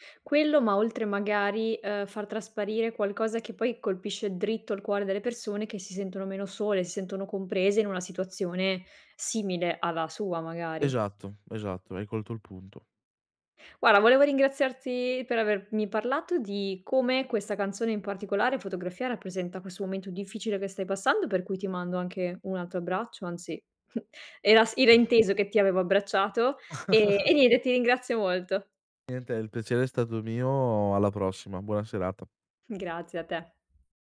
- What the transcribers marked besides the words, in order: chuckle; tapping
- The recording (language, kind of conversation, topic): Italian, podcast, Qual è la canzone che più ti rappresenta?